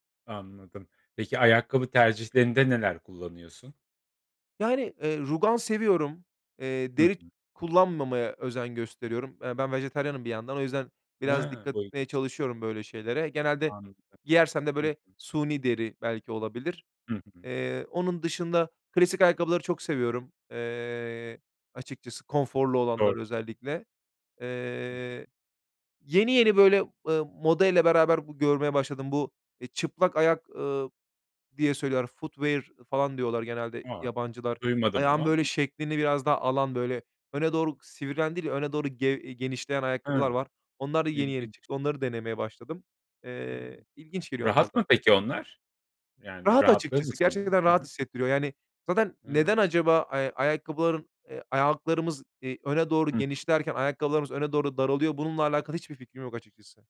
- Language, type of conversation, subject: Turkish, podcast, Kıyafetler sence özgüveni nasıl etkiliyor?
- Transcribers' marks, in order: other background noise; in English: "foodware"; unintelligible speech